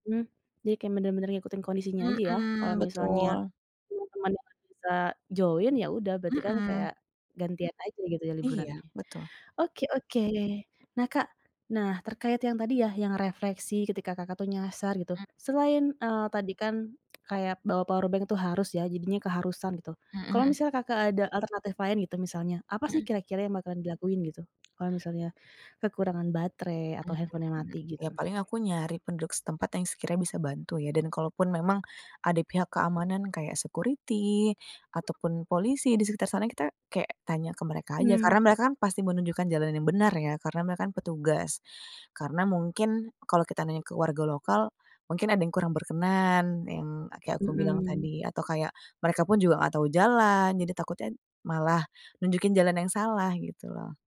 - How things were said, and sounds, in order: other background noise; tongue click; in English: "powerbank"; tapping; in English: "handphone-nya"; in English: "security"
- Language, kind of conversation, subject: Indonesian, podcast, Pernahkah kamu tersesat saat jalan-jalan?